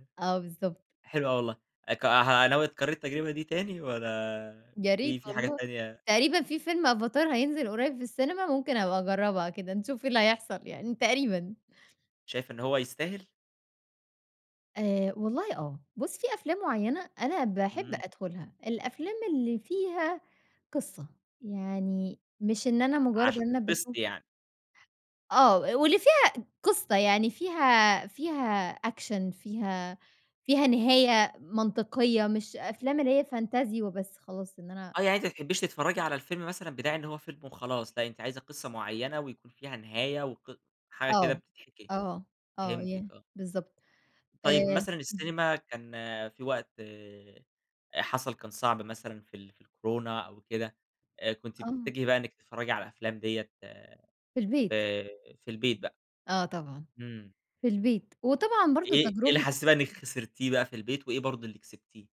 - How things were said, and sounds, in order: tapping; in English: "أكشن"; unintelligible speech
- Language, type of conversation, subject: Arabic, podcast, إيه رأيك في تجربة مشاهدة الأفلام في السينما مقارنة بالبيت؟